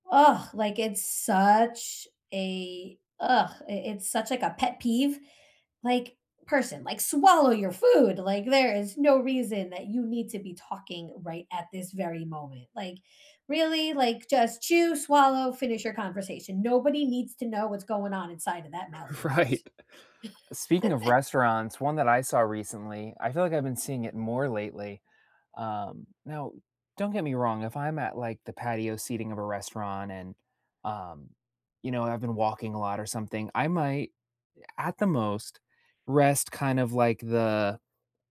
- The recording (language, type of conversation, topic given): English, unstructured, What’s the grossest habit you’ve seen in public?
- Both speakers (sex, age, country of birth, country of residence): female, 50-54, United States, United States; male, 30-34, United States, United States
- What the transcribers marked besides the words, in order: disgusted: "Ugh"; disgusted: "ugh"; put-on voice: "Swallow your food"; laughing while speaking: "Right"; laugh